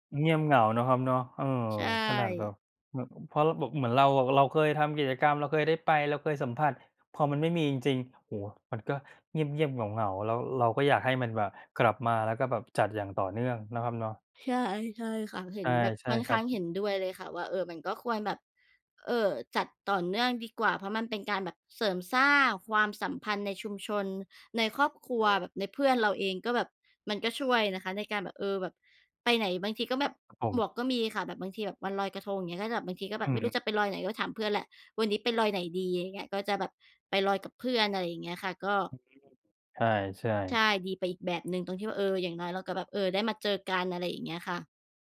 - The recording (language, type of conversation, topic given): Thai, unstructured, ทำไมการมีงานวัดหรืองานชุมชนถึงทำให้คนมีความสุข?
- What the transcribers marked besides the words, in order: none